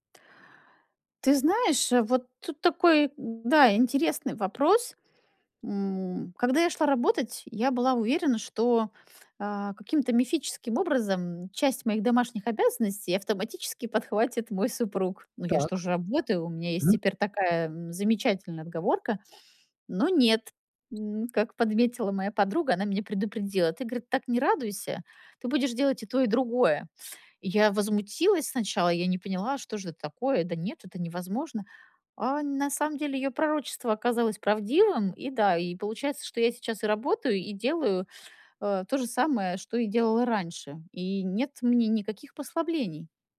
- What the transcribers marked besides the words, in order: tapping; other background noise
- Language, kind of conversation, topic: Russian, advice, Как мне лучше совмещать работу и личные увлечения?